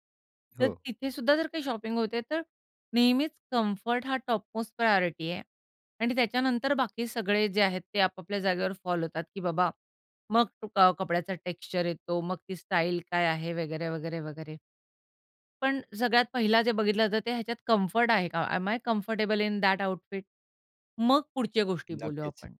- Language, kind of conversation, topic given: Marathi, podcast, पारंपरिक आणि आधुनिक कपडे तुम्ही कसे जुळवता?
- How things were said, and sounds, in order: other background noise; in English: "टॉपमोस्ट प्रायोरिटी"; in English: "फॉल"; in English: "टेक्स्चर"; in English: "एम आय कम्फर्टेबल इन दयाट आउटफिट?"